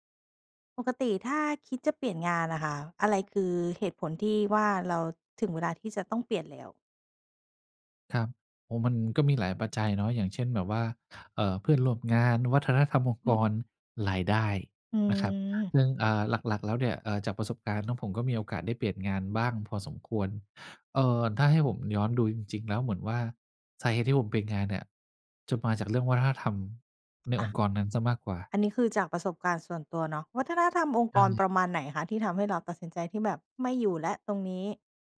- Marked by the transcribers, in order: tapping
- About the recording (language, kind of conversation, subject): Thai, podcast, ถ้าคิดจะเปลี่ยนงาน ควรเริ่มจากตรงไหนดี?